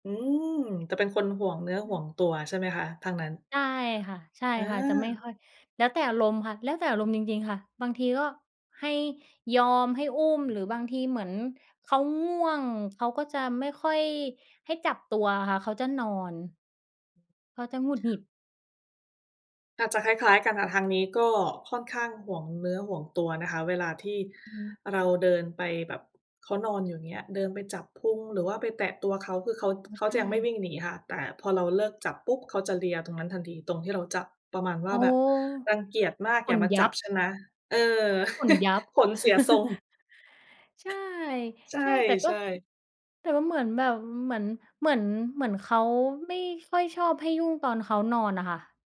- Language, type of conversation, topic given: Thai, unstructured, คุณมีวิธีจัดการกับความเครียดจากงานอย่างไร?
- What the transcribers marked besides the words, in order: other background noise; tapping; chuckle